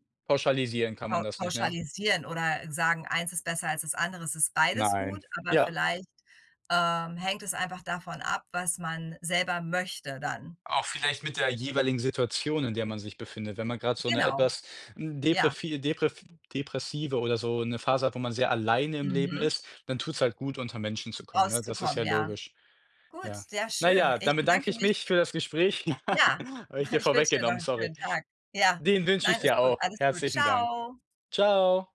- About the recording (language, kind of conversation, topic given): German, unstructured, Wie motivierst du dich, regelmäßig Sport zu treiben?
- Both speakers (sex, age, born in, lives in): female, 45-49, Germany, United States; male, 20-24, Germany, Germany
- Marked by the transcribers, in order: other background noise; snort; chuckle; joyful: "Ciao"